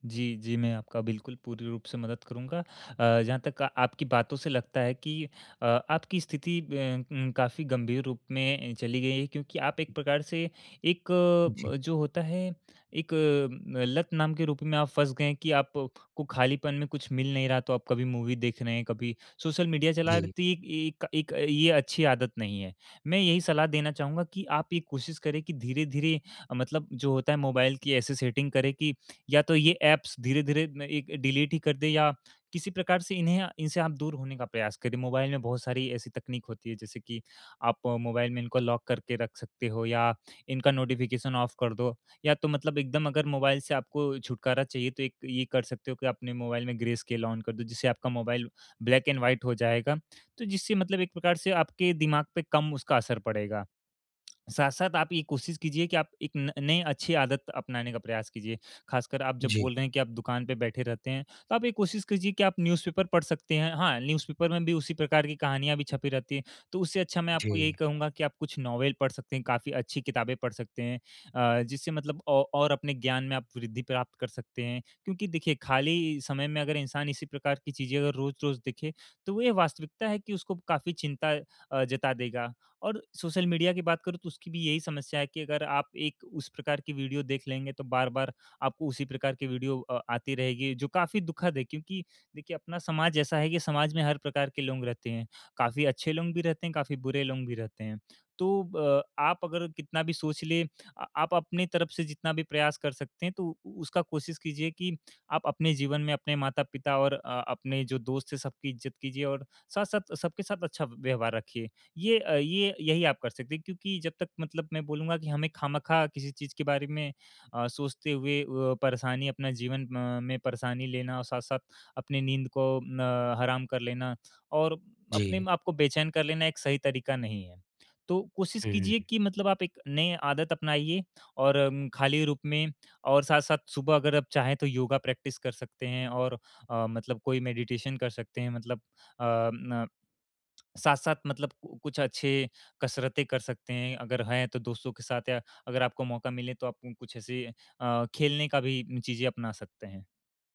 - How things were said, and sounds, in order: in English: "मूवी"; in English: "सेटिंग"; in English: "ऐप्स"; in English: "डिलीट"; in English: "लॉक"; in English: "नोटिफ़िकेशन ऑफ"; in English: "ग्रे स्केल ऑन"; in English: "ब्लैक एंड व्हाइट"; in English: "न्यूज़पेपर"; in English: "न्यूज़पेपर"; in English: "नोवेल"; in English: "प्रैक्टिस"; in English: "मेडिटेशन"
- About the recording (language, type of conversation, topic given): Hindi, advice, सोने से पहले स्क्रीन देखने से चिंता और उत्तेजना कैसे कम करूँ?